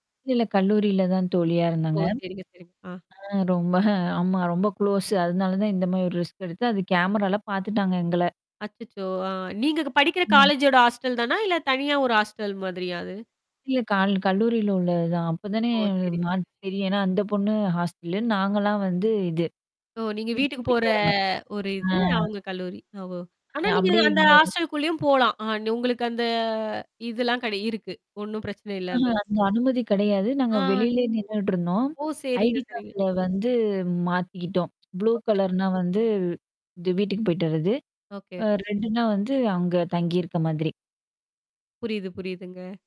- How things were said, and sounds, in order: static; distorted speech; mechanical hum; drawn out: "போற"; other background noise; in English: "ஹாஸ்ட்டல்குள்ளயும்"; drawn out: "அந்த"; unintelligible speech
- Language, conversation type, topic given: Tamil, podcast, காதல் மற்றும் நட்பு போன்ற உறவுகளில் ஏற்படும் அபாயங்களை நீங்கள் எவ்வாறு அணுகுவீர்கள்?